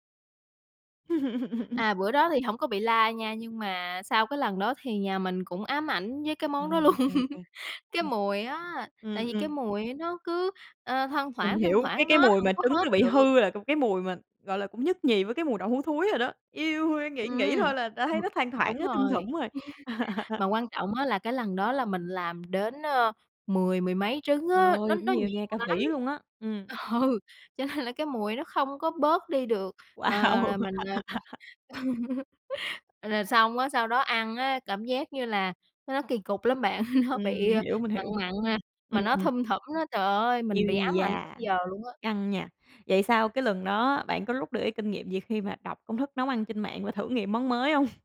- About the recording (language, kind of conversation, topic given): Vietnamese, podcast, Lần bạn thử làm một món mới thành công nhất diễn ra như thế nào?
- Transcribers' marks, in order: laugh; laughing while speaking: "luôn"; chuckle; chuckle; laugh; laughing while speaking: "Ừ, cho nên"; laughing while speaking: "Wow!"; laughing while speaking: "còn"; laugh; chuckle; chuckle